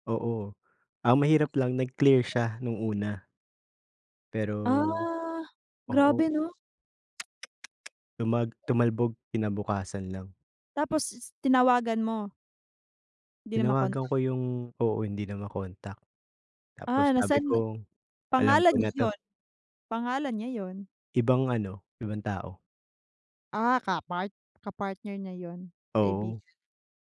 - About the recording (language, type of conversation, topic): Filipino, unstructured, Paano mo hinaharap ang pagtataksil ng isang kaibigan?
- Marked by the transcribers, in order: tapping; other background noise; tsk